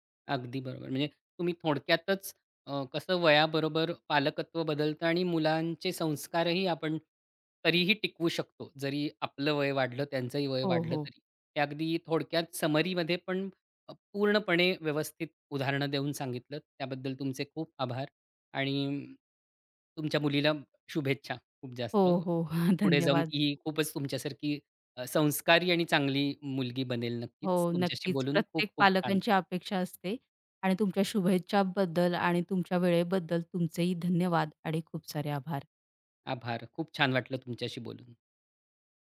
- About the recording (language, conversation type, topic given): Marathi, podcast, वयाच्या वेगवेगळ्या टप्प्यांमध्ये पालकत्व कसे बदलते?
- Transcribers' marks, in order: other noise; in English: "समरीमध्ये"; tapping; laughing while speaking: "ह, धन्यवाद"